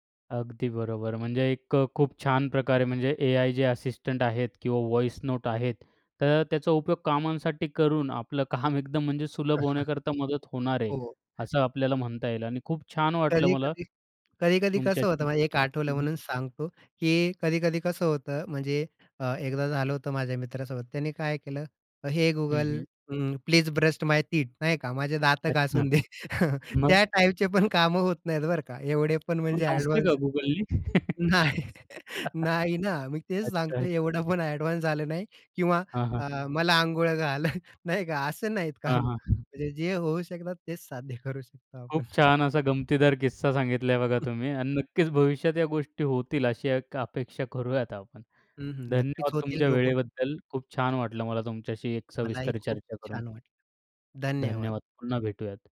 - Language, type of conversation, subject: Marathi, podcast, तुम्ही कामांसाठी ध्वनी संदेश किंवा डिजिटल सहाय्यक वापरता का?
- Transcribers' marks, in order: other noise; laughing while speaking: "काम"; chuckle; tapping; other background noise; in English: "प्लीज ब्रस्ट माय टीथ"; chuckle; laughing while speaking: "नाही नाही ना"; laugh; laughing while speaking: "नाही का असं नाहीत कामं"; laughing while speaking: "साध्य करू शकतो आपण"